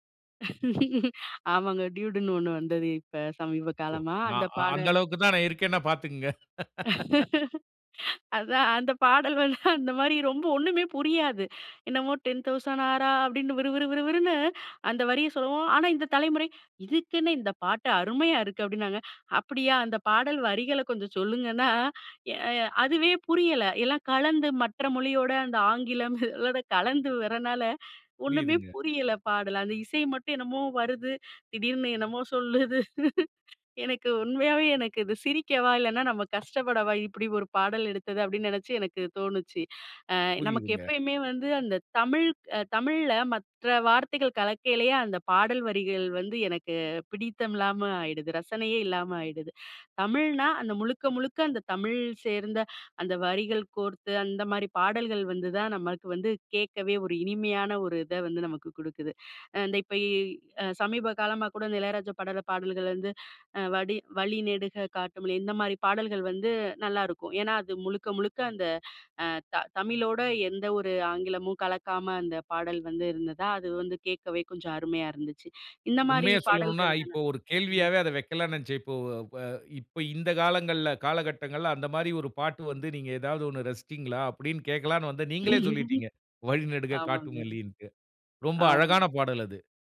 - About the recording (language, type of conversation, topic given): Tamil, podcast, மொழி உங்கள் பாடல்களை ரசிப்பதில் எந்த விதமாக பங்காற்றுகிறது?
- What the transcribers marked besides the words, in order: laugh; in English: "டூயுடுன்னு"; laugh; in English: "டென் தௌசண்ட் ஆரா"; laughing while speaking: "அந்த ஆங்கிலம் அதோட கலந்து வரனால … நினச்சு எனக்கு தோணுச்சு"; chuckle